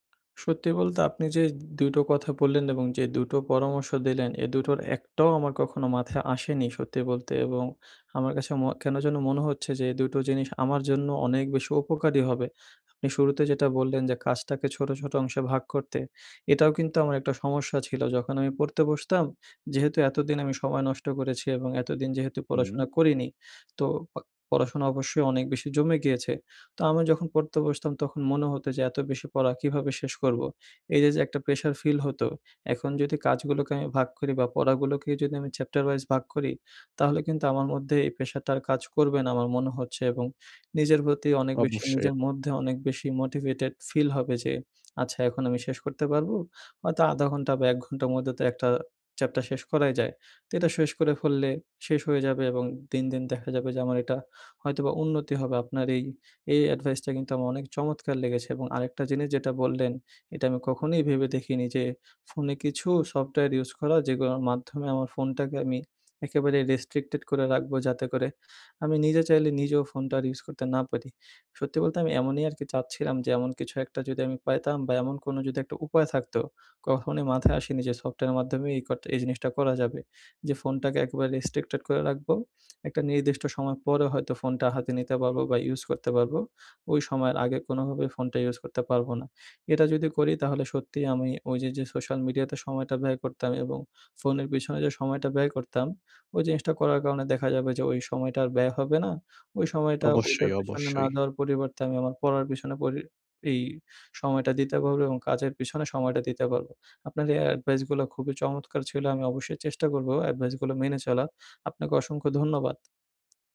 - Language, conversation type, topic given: Bengali, advice, কাজের সময় ফোন ও সামাজিক মাধ্যম বারবার আপনাকে কীভাবে বিভ্রান্ত করে?
- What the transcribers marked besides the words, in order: tapping; other background noise